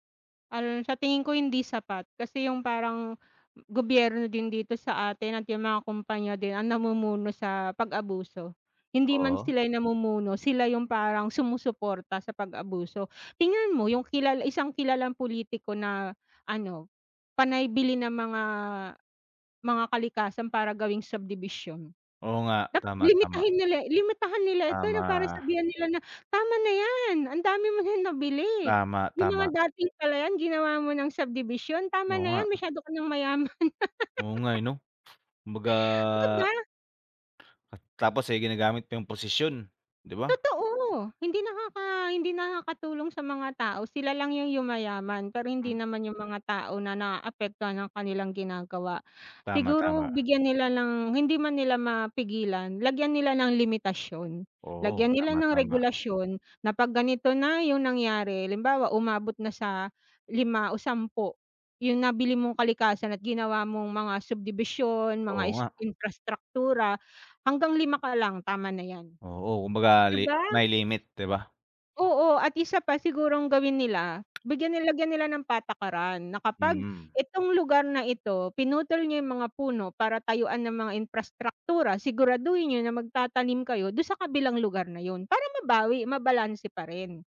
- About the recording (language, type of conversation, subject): Filipino, unstructured, Ano ang opinyon mo tungkol sa pag-abuso sa ating mga likas na yaman?
- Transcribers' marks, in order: other background noise; wind; laugh; tapping